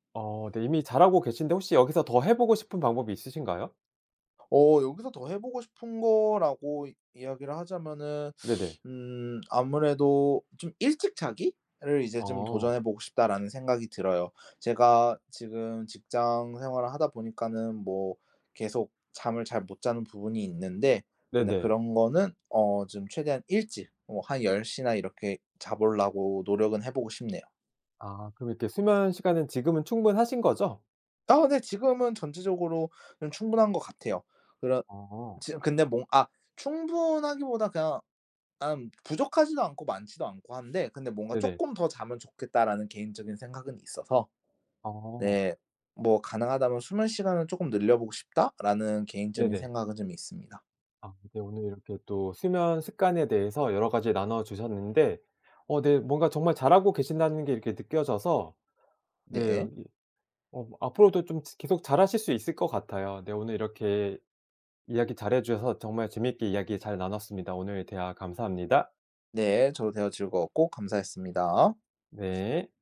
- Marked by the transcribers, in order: tapping; other background noise
- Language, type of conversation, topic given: Korean, podcast, 잠을 잘 자려면 어떤 습관을 지키면 좋을까요?